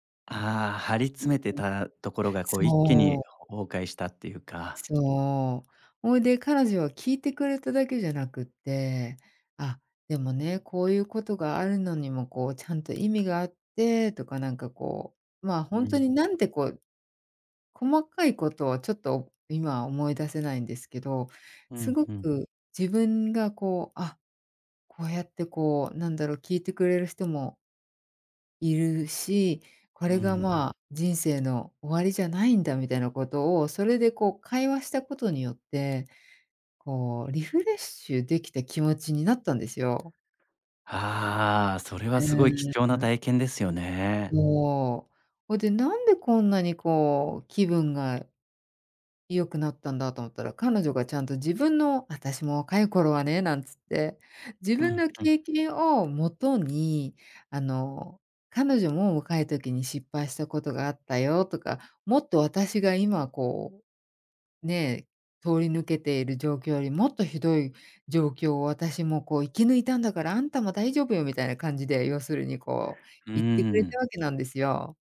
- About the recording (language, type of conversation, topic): Japanese, podcast, 良いメンターの条件って何だと思う？
- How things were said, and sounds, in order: other background noise